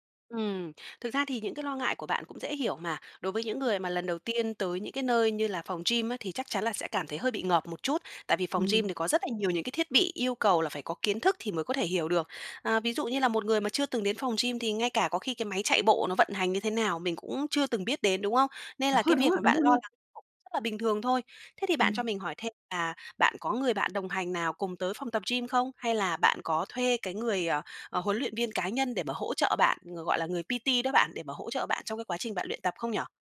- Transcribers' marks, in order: tapping; in English: "P-T"
- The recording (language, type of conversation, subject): Vietnamese, advice, Mình nên làm gì để bớt lo lắng khi mới bắt đầu tập ở phòng gym đông người?